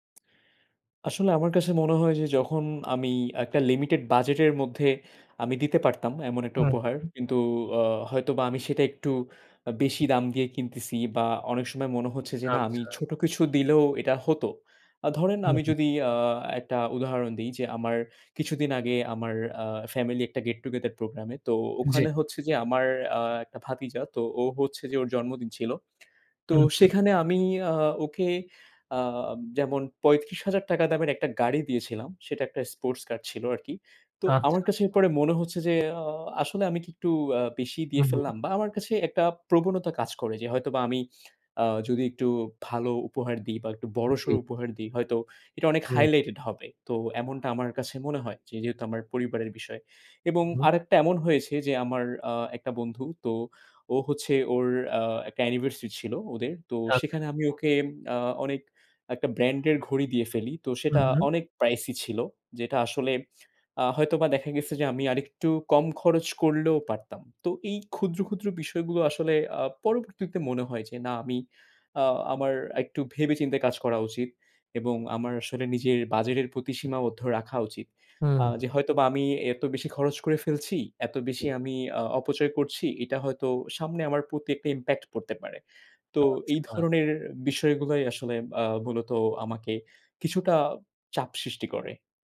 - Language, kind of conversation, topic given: Bengali, advice, উপহার দিতে গিয়ে আপনি কীভাবে নিজেকে অতিরিক্ত খরচে ফেলেন?
- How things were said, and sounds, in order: in English: "limited budget"; in English: "get-together"; in English: "sports car"; in English: "highlighted"; in English: "anniversary"; in English: "brand"; in English: "pricey"; in English: "impact"